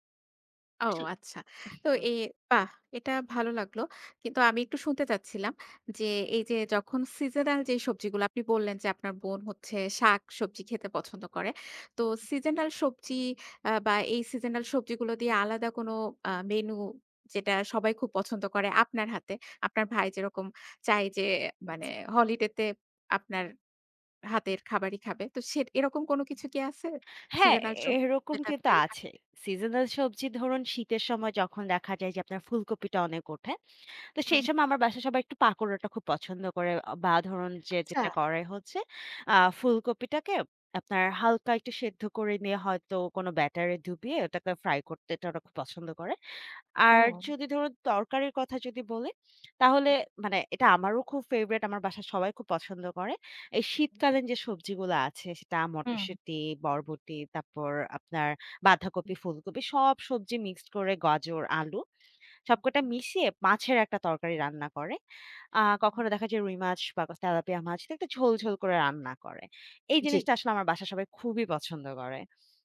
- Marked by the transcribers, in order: hiccup; other noise; tapping; other background noise
- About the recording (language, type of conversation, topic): Bengali, podcast, সপ্তাহের মেনু তুমি কীভাবে ঠিক করো?